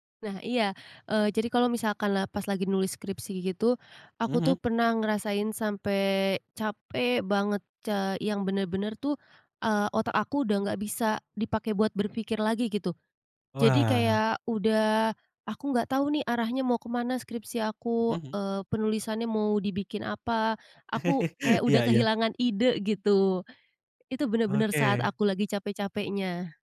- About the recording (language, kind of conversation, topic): Indonesian, podcast, Kapan kamu memilih istirahat daripada memaksakan diri?
- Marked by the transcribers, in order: laugh